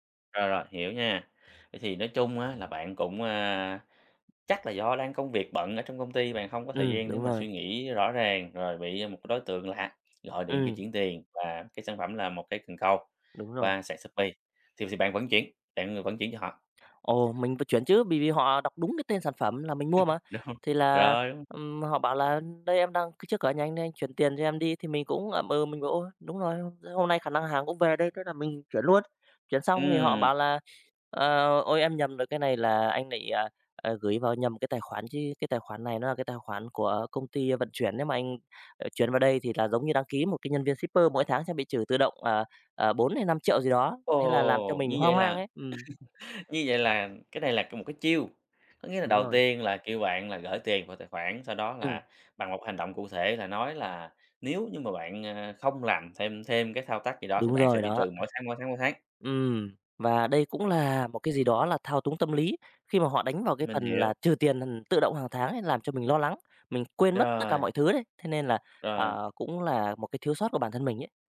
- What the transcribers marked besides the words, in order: tapping; in English: "shipper"; laugh; unintelligible speech
- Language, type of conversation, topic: Vietnamese, podcast, Bạn đã từng bị lừa đảo trên mạng chưa, bạn có thể kể lại câu chuyện của mình không?